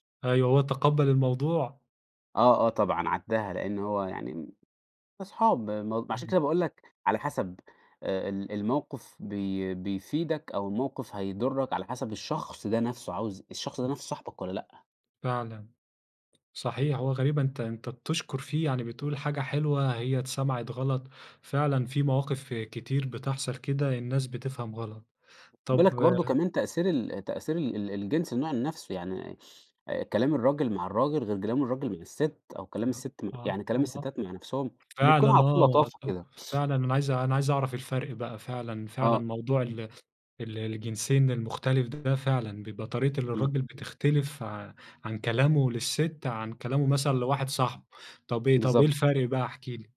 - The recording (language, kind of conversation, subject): Arabic, podcast, إنت بتحب تبقى مباشر ولا بتلطّف الكلام؟
- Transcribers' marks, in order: tapping; unintelligible speech; unintelligible speech